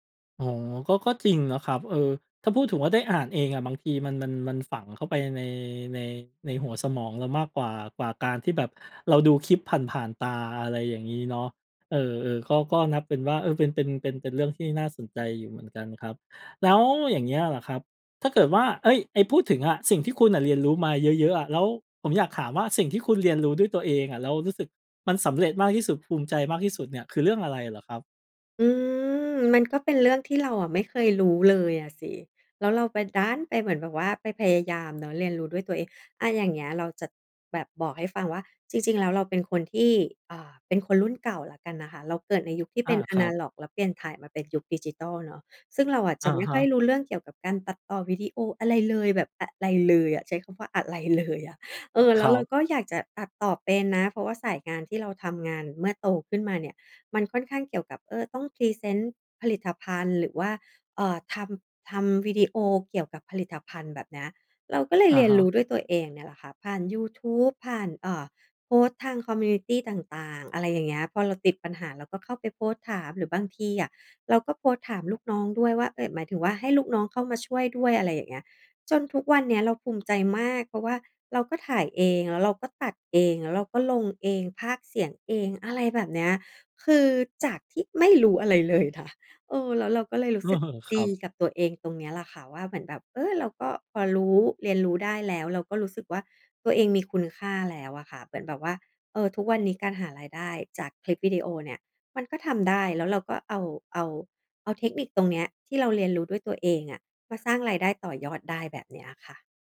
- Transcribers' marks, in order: stressed: "ดัน"; other background noise; laughing while speaking: "เลยอะ"; in English: "คอมมิวนิตี"; "ค่ะ" said as "ถ่ะ"; chuckle
- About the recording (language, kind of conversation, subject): Thai, podcast, เคยเจออุปสรรคตอนเรียนเองไหม แล้วจัดการยังไง?